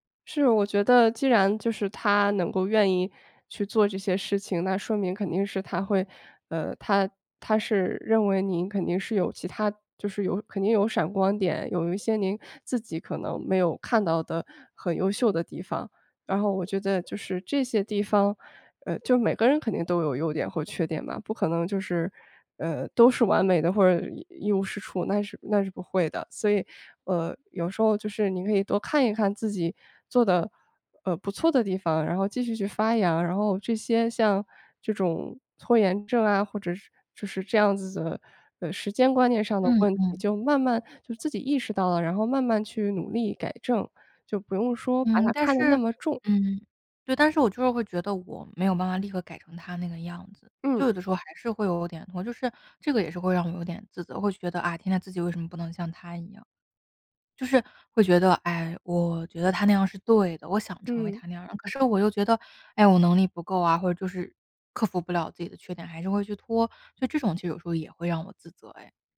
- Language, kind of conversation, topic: Chinese, advice, 当伴侣指出我的缺点让我陷入自责时，我该怎么办？
- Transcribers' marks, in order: other background noise